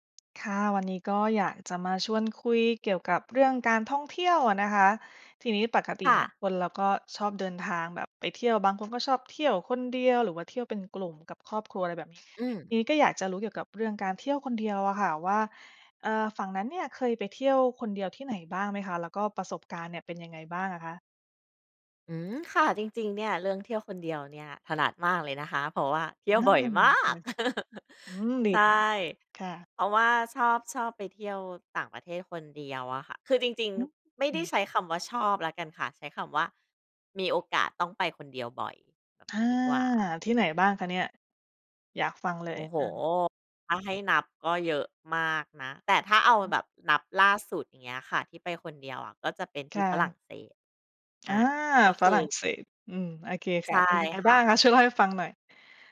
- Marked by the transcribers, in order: tapping; other background noise; stressed: "มาก"; chuckle
- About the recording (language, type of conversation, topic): Thai, podcast, คุณเคยออกเดินทางคนเดียวไหม แล้วเป็นยังไงบ้าง?